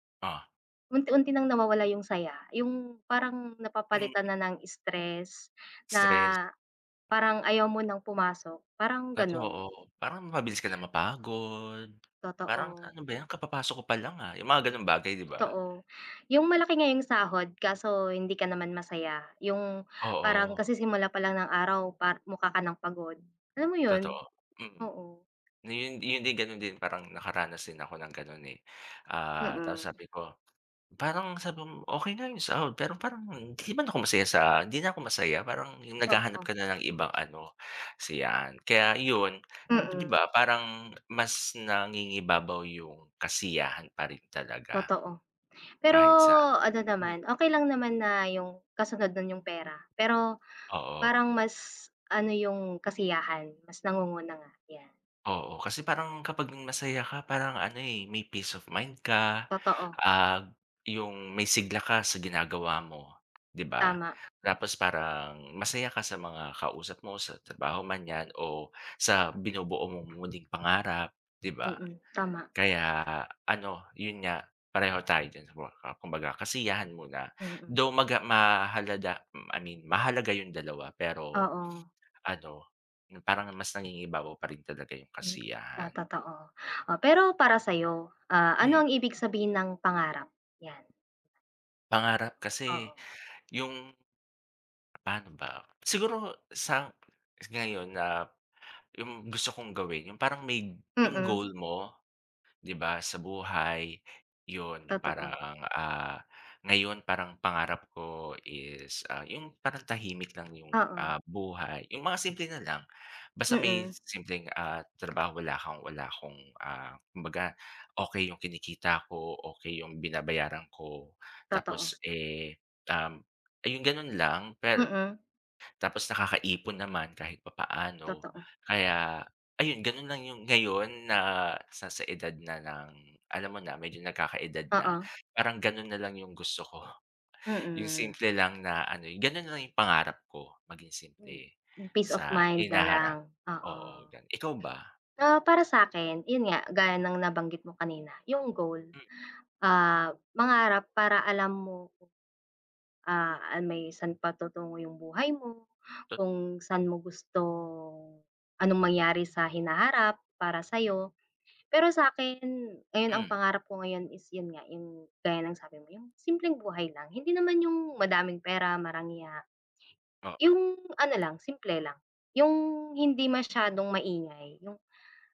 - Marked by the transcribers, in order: throat clearing; tapping; other background noise; inhale; gasp; unintelligible speech
- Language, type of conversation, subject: Filipino, unstructured, Sa tingin mo ba, mas mahalaga ang pera o ang kasiyahan sa pagtupad ng pangarap?